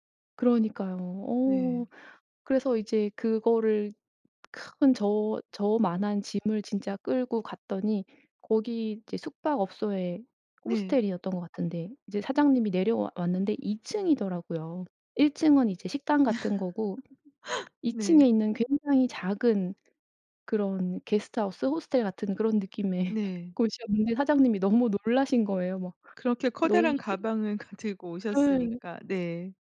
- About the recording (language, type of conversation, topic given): Korean, podcast, 직감이 삶을 바꾼 경험이 있으신가요?
- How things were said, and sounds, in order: laugh; other background noise; laughing while speaking: "느낌의"; laughing while speaking: "그 들고"